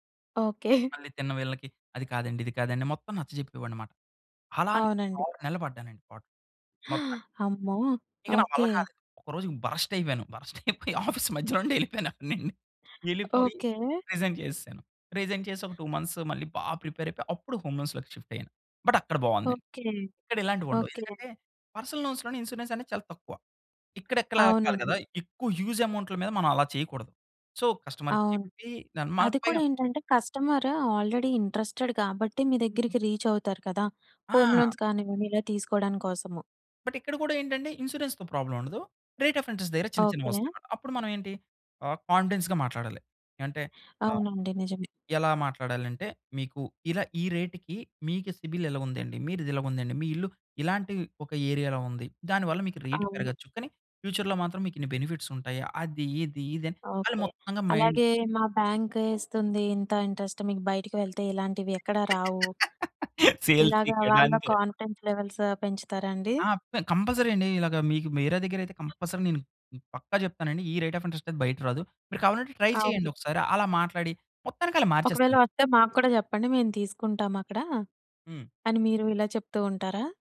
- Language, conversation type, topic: Telugu, podcast, రోజువారీ ఆత్మవిశ్వాసం పెంచే చిన్న అలవాట్లు ఏవి?
- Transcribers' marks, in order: chuckle; in English: "బరస్ట్"; laughing while speaking: "బరస్ట్ అయిపోయి ఆఫీస్ మధ్యలో నుండే ఎళ్ళిపోయాను అప్పుడు నేను"; in English: "బరస్ట్"; in English: "ఆఫీస్"; tapping; in English: "రీజైన్"; in English: "రీజైన్"; in English: "టూ మంత్స్"; in English: "బా ప్రిపేర్"; in English: "హోమ్ లోన్స్‌లోకి షిఫ్ట్"; in English: "బట్"; in English: "పర్సనల్ లోన్స్‌లోని ఇన్స్యూరెన్స్"; "ఇక్కడ ఇలాగ" said as "ఇక్కల"; in English: "హ్యూజ్"; in English: "సో కస్టమర్‌కి"; in English: "కస్టమర్ ఆల్రెడీ ఇంట్రెస్టెడ్"; in English: "రీచ్"; in English: "హోమ్ లోన్స్"; in English: "బట్"; in English: "ఇన్స్యూరెన్స్‌తో ప్రాబ్లమ్"; in English: "రేట్ ఆఫ్ ఇంటరెస్ట్"; other background noise; in English: "కాన్ఫిడెన్స్‌గా"; in English: "రేట్‌కి"; in English: "సిబిల్"; in English: "ఏరియాలో"; in English: "రేట్"; in English: "ఫ్యూచర్‌లో"; in English: "బెనిఫిట్స్"; in English: "మైండ్"; in English: "ఇంట్రెస్ట్"; laughing while speaking: "సేల్స్ ఇక్కడ అంతే"; in English: "సేల్స్"; in English: "కాన్ఫిడెన్స్ లెవెల్స్"; in English: "కంపల్సరీ"; in English: "కంపల్సరీ"; in English: "రేట్ ఆఫ్ ఇంటరెస్ట్"; in English: "ట్రై"